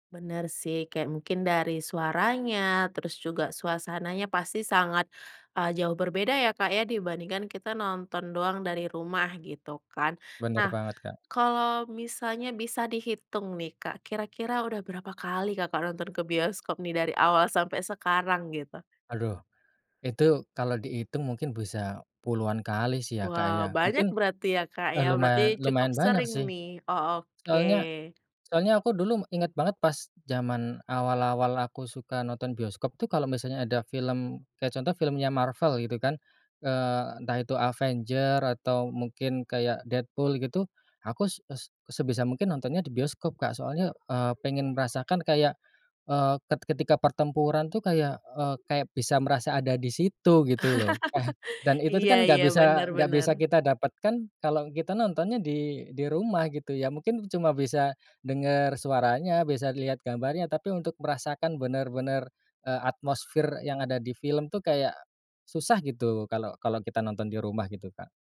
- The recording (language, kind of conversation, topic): Indonesian, podcast, Ceritakan pengalaman pertama kamu pergi ke bioskop dan seperti apa suasananya?
- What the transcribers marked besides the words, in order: tapping; chuckle